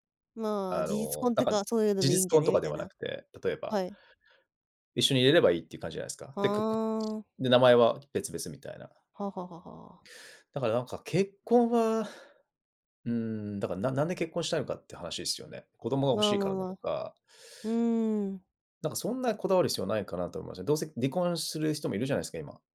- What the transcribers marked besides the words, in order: unintelligible speech
- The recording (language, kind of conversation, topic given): Japanese, podcast, 孤独を感じたとき、最初に何をしますか？